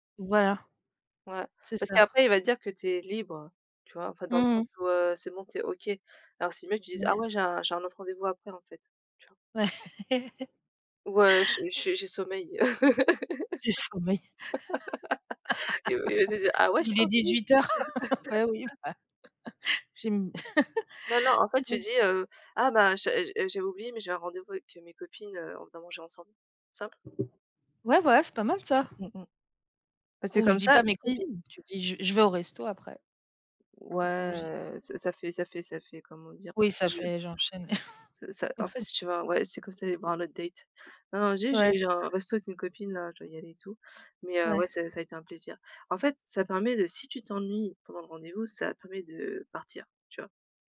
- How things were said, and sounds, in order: laugh; laugh; laughing while speaking: "Il il va te dire : Ah ouais, je t'ennuie ?"; laugh; laugh; laughing while speaking: "beh oui, bah j'ai m"; laugh; tapping; laugh
- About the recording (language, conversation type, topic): French, unstructured, Comment réagirais-tu si ton partenaire refusait de parler de l’avenir ?